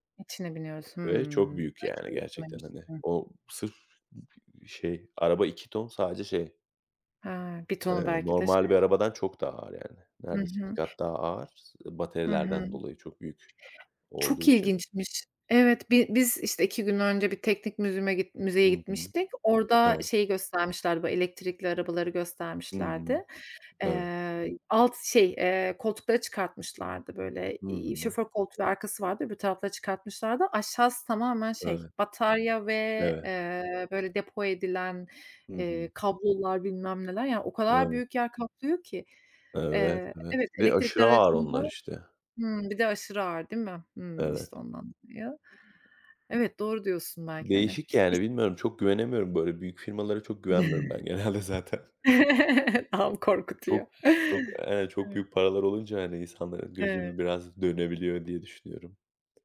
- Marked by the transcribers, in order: other background noise; in English: "museum'a"; tapping; chuckle; laughing while speaking: "Tam korkutuyor"; laughing while speaking: "genelde zaten"
- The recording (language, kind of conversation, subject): Turkish, unstructured, Geçmişteki hangi buluş seni en çok etkiledi?
- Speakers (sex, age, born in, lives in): female, 35-39, Turkey, Austria; male, 30-34, Turkey, Portugal